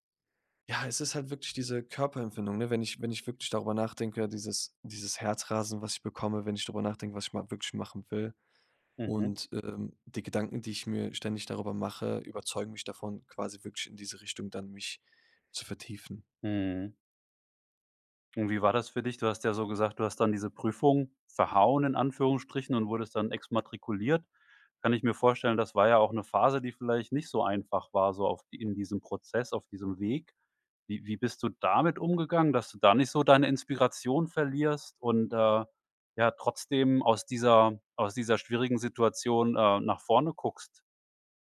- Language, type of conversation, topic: German, podcast, Was inspiriert dich beim kreativen Arbeiten?
- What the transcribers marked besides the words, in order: none